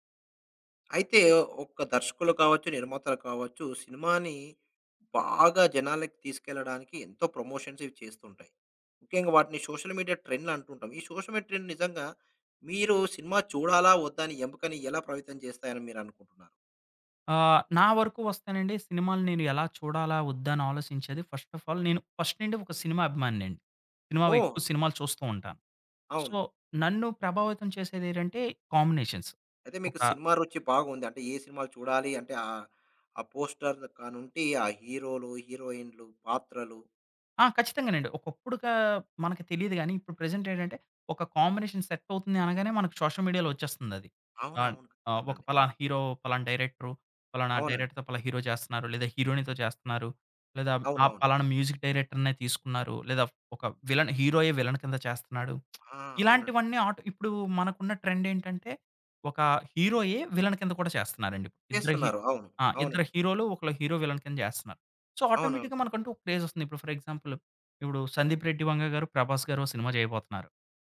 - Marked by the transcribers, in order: in English: "ప్రమోషన్స్"; in English: "సోషల్ మీడియా"; tapping; in English: "సోషల్ మీడియా ట్రెండ్"; in English: "ఫస్ట్ ఆఫ్ ఆల్"; in English: "ఫస్ట్"; in English: "సో"; in English: "కాంబినేషన్స్"; in English: "పోస్టర్"; in English: "ప్రెజెంట్"; in English: "కాంబినేషన్ సెట్"; in English: "షోషల్ మీడియాలో"; unintelligible speech; in English: "హీరో"; in English: "డైరెక్టర్‌తో"; in English: "హీరో"; in English: "మ్యూజిక్"; other background noise; in English: "విలన్ హీరోయే విలన్"; in English: "ట్రెండ్"; in English: "హీరోయే విలన్"; in English: "హీరో, విలన్"; in English: "సో ఆటోమేటిక్‌గా"; in English: "క్రేజ్"; in English: "ఫర్ ఎగ్జాంపుల్"
- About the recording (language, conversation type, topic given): Telugu, podcast, సోషల్ మీడియా ట్రెండ్‌లు మీ సినిమా ఎంపికల్ని ఎలా ప్రభావితం చేస్తాయి?